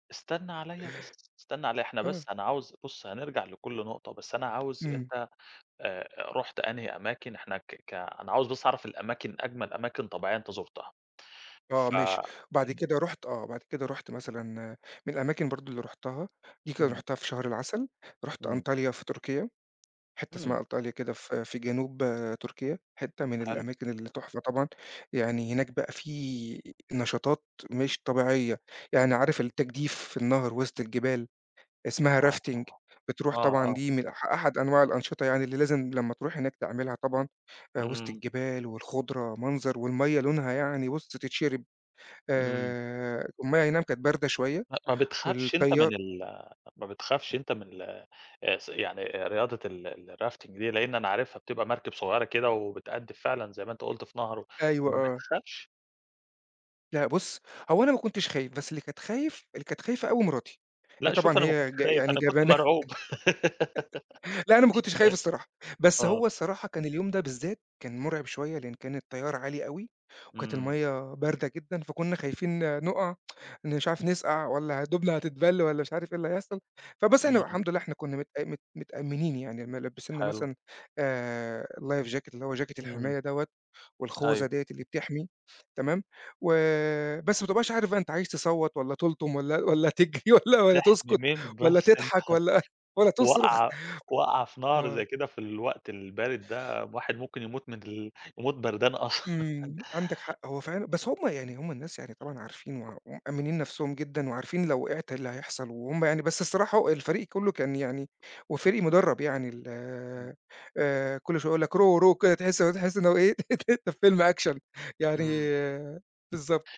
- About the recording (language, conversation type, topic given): Arabic, podcast, خبرنا عن أجمل مكان طبيعي زرته وليه عجبك؟
- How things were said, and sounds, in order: tapping; in English: "Rafting"; other noise; in English: "الRafting"; laugh; other background noise; in English: "Life Jacket"; laughing while speaking: "والّا والّا تجري والّا والّا تسكت والّا تضحك والّا والّا تصرخ"; chuckle; laughing while speaking: "بردان أصلًا"; in English: "Row, row"; laughing while speaking: "أنت في فيلم أكشن"; in English: "أكشن"